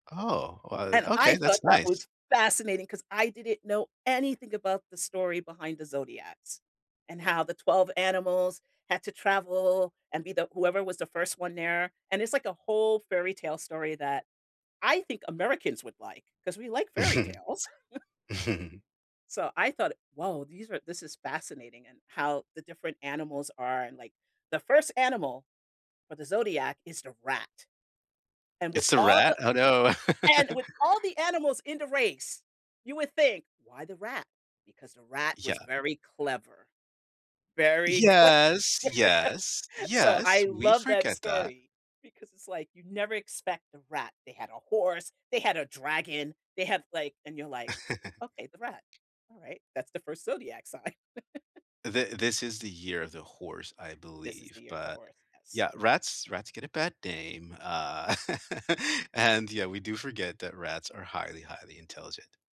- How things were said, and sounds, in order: chuckle; tapping; chuckle; joyful: "and with all the animals in the race, you would think"; chuckle; laughing while speaking: "clever"; drawn out: "Yes"; chuckle; laughing while speaking: "sign"; chuckle; chuckle
- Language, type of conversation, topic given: English, unstructured, What is a happy moment from history that you think everyone should know about?
- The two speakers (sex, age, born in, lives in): female, 55-59, United States, United States; male, 50-54, United States, United States